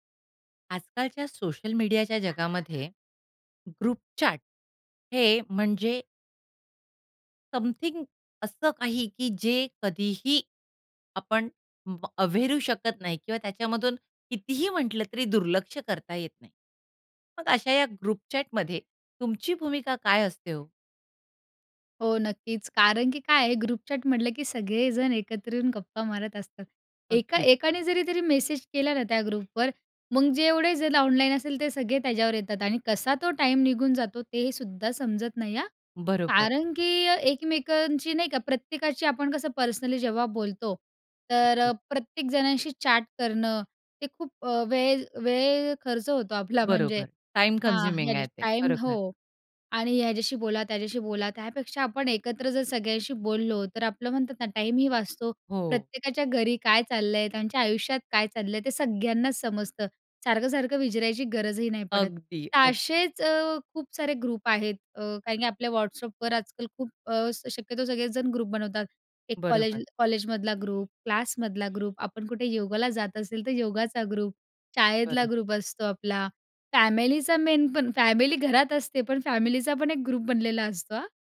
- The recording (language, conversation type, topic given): Marathi, podcast, ग्रुप चॅटमध्ये तुम्ही कोणती भूमिका घेतता?
- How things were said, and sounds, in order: tapping; anticipating: "समथिंग असं काही, की जे … करता येत नाही"; in English: "समथिंग"; in English: "पर्सनली"; in English: "टाईम कन्झ्युमिंग"; in English: "फॅमिलीचा मेन"; in English: "फॅमिली"; in English: "फॅमिलीचा"